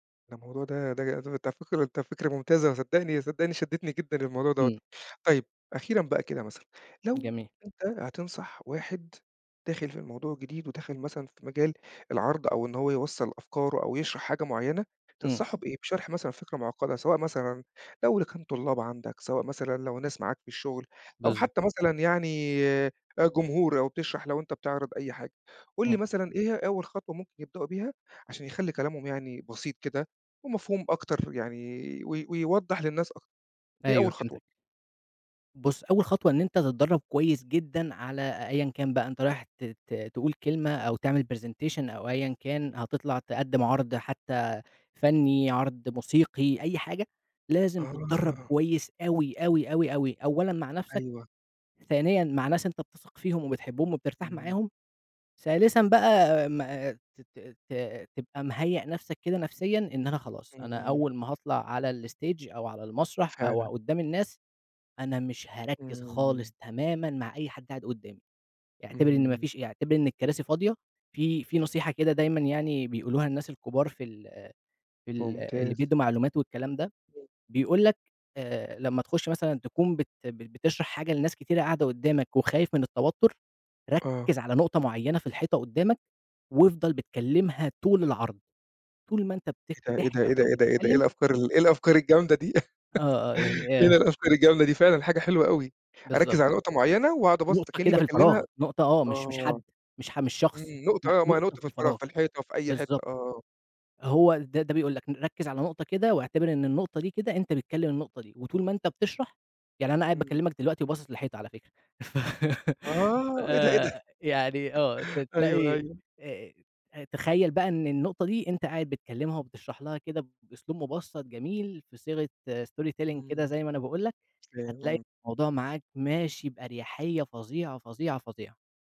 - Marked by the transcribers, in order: tapping; in English: "برزنتيشن"; in English: "الstage"; unintelligible speech; giggle; laughing while speaking: "إيه ده!"; giggle; in English: "story telling"
- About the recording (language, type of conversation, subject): Arabic, podcast, إزاي تشرح فكرة معقّدة بشكل بسيط؟